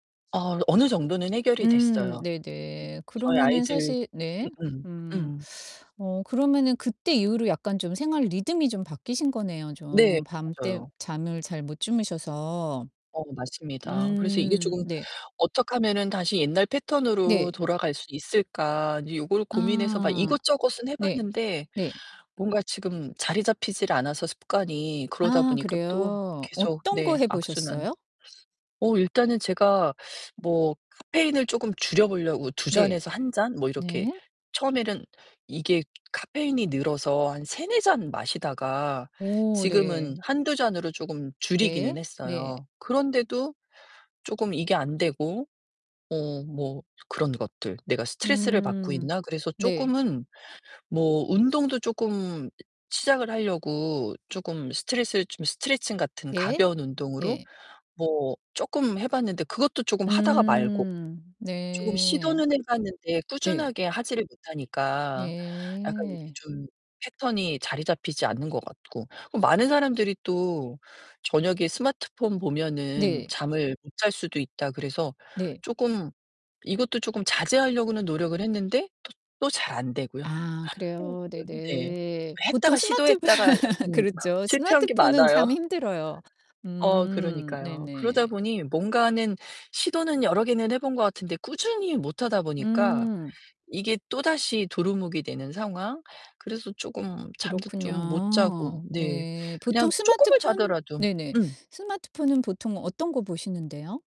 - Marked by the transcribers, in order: distorted speech; tapping; other background noise; laugh; laugh
- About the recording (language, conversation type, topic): Korean, advice, 밤중에 자주 깨서 깊이 잠들지 못하는데, 어떻게 하면 개선할 수 있을까요?